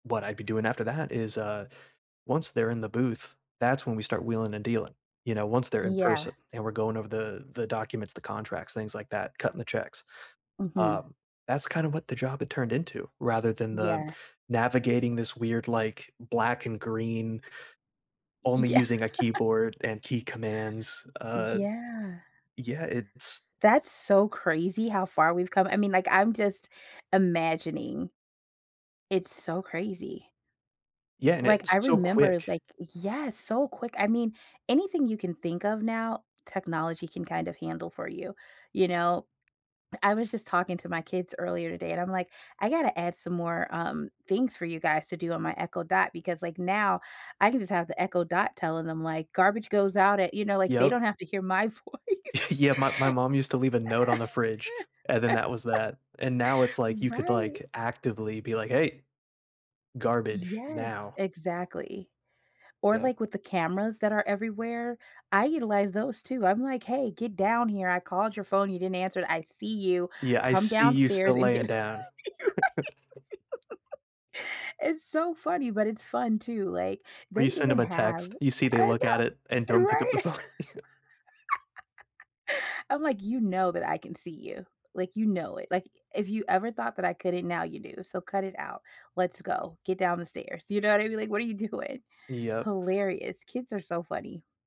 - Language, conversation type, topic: English, unstructured, How is new technology changing your job, skills, and everyday tools lately?
- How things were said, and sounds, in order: laughing while speaking: "Y Yeah"; drawn out: "Yeah"; laughing while speaking: "voice"; chuckle; laugh; laugh; laughing while speaking: "Right?"; chuckle; laughing while speaking: "right?"; laugh; laughing while speaking: "phone"; chuckle